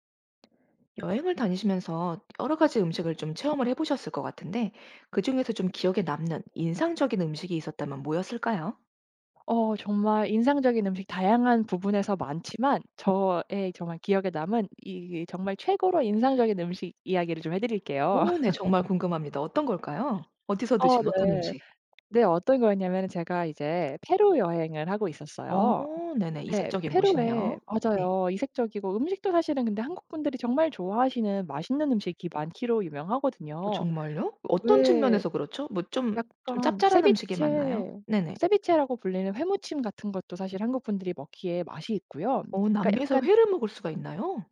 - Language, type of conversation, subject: Korean, podcast, 여행지에서 먹어본 인상적인 음식은 무엇인가요?
- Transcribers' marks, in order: other background noise; unintelligible speech; laugh